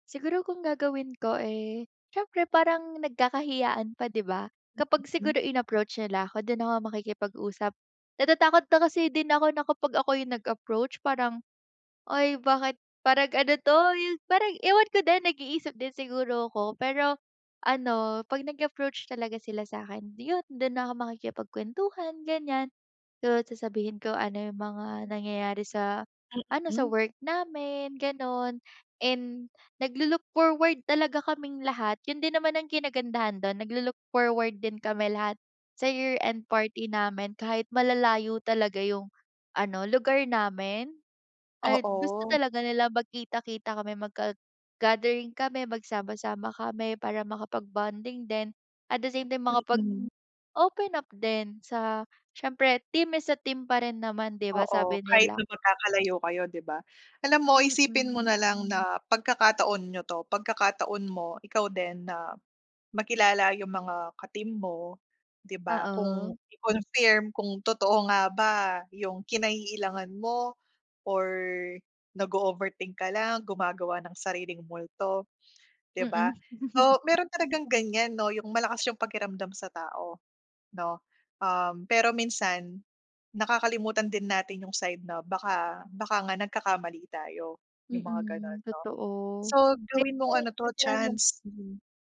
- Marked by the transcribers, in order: in English: "at the same time"; tapping; in English: "Team is a team"; giggle; unintelligible speech
- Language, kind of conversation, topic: Filipino, advice, Paano ko malalampasan ang pag-ailang kapag sasama ako sa bagong grupo o dadalo sa pagtitipon?